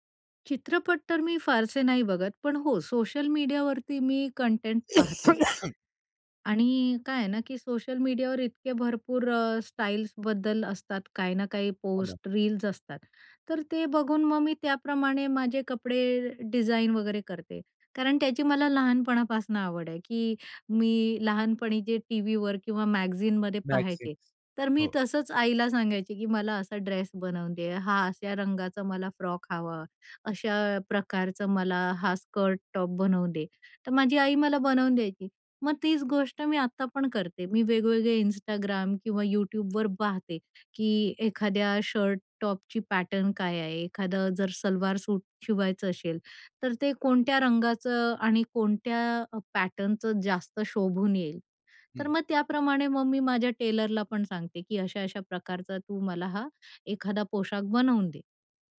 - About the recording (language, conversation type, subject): Marathi, podcast, तुझा स्टाइल कसा बदलला आहे, सांगशील का?
- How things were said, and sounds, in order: cough; other background noise; tapping; in English: "पॅटर्न"; in English: "पॅटर्नचं"